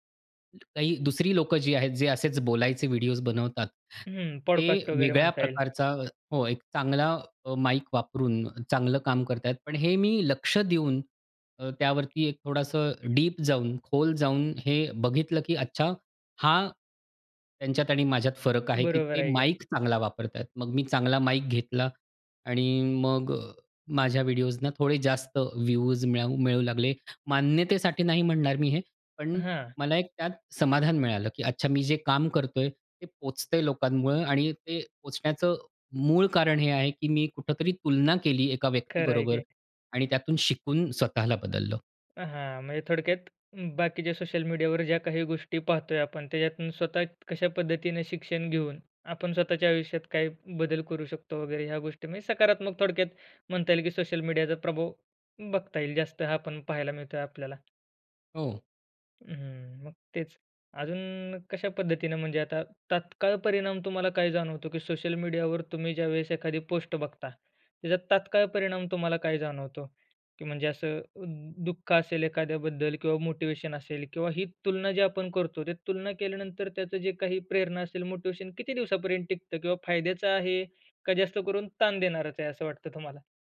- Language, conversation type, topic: Marathi, podcast, सोशल मीडियावरील तुलना आपल्या मनावर कसा परिणाम करते, असं तुम्हाला वाटतं का?
- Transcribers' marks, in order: other noise; in English: "पॉडकास्ट"; tapping; in English: "डीप"